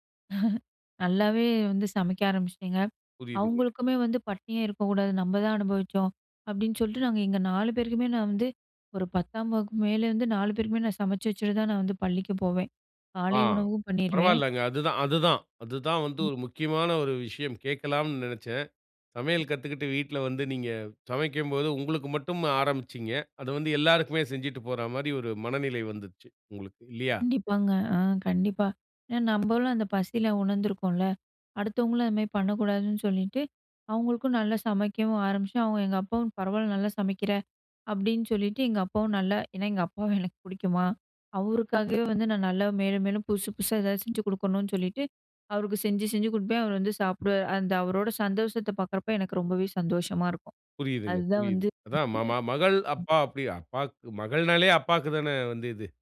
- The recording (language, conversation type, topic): Tamil, podcast, புதிய விஷயங்கள் கற்றுக்கொள்ள உங்களைத் தூண்டும் காரணம் என்ன?
- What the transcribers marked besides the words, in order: laugh; other background noise; other noise; tapping; unintelligible speech